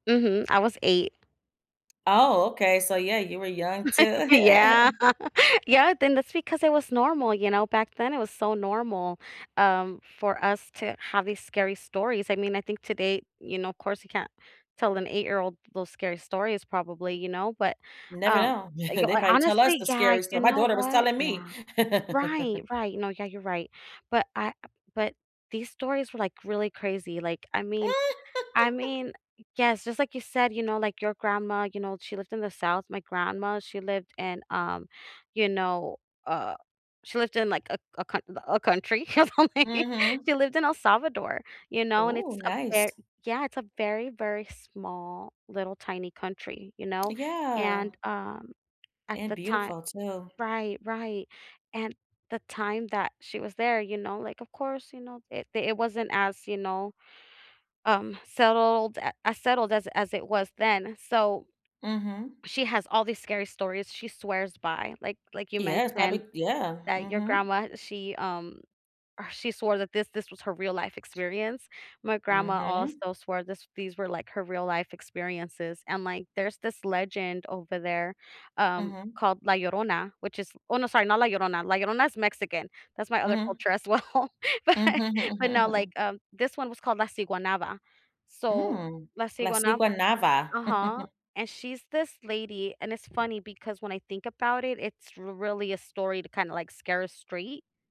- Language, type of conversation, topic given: English, unstructured, What’s a story or song that made you feel something deeply?
- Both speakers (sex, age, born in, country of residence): female, 35-39, United States, United States; female, 35-39, United States, United States
- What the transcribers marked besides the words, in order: other background noise; laugh; laughing while speaking: "Yeah"; chuckle; chuckle; chuckle; laugh; laugh; unintelligible speech; laughing while speaking: "well, but"; chuckle; in Spanish: "La Siguanaba"; in Spanish: "La Siguanaba"; chuckle; tapping